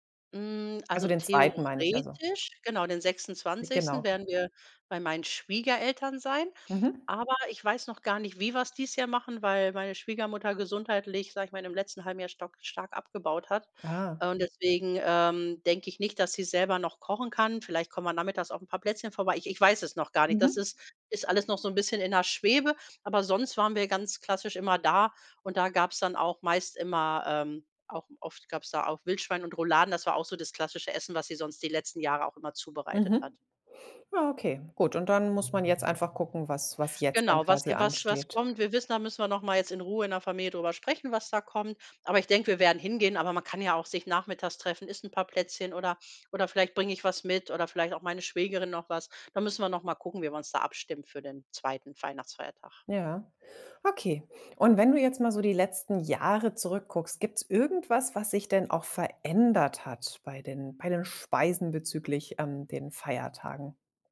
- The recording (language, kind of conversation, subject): German, podcast, Welche Speisen dürfen bei euch bei Festen auf keinen Fall fehlen?
- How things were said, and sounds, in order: stressed: "theoretisch"; "stark" said as "stauk"; other background noise; stressed: "verändert"